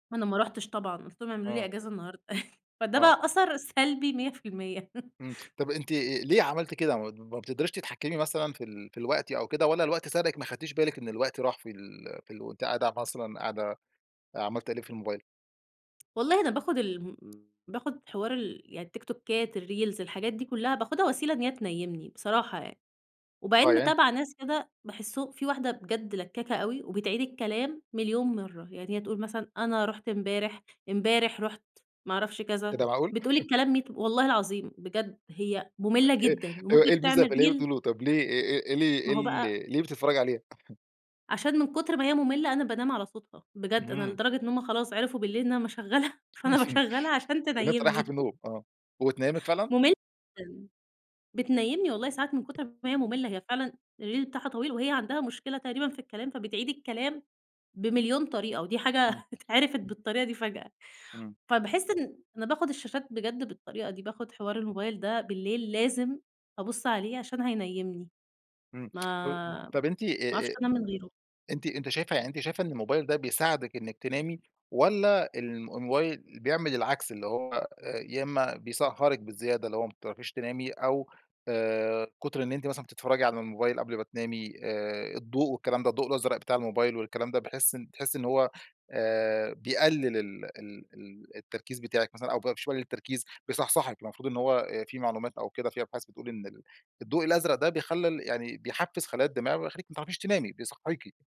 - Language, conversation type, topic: Arabic, podcast, شو تأثير الشاشات قبل النوم وإزاي نقلّل استخدامها؟
- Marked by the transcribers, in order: chuckle; laugh; tapping; other background noise; in English: "التيكتوكات الreels"; chuckle; laughing while speaking: "إيه إيه الميزة في اللي هي بتقوله"; in English: "reel"; chuckle; chuckle; laughing while speaking: "اشغلها فأنا باشغلها عشان تنيمني"; in English: "الreel"; laughing while speaking: "اتعرفت بالطريقة دي فجأة"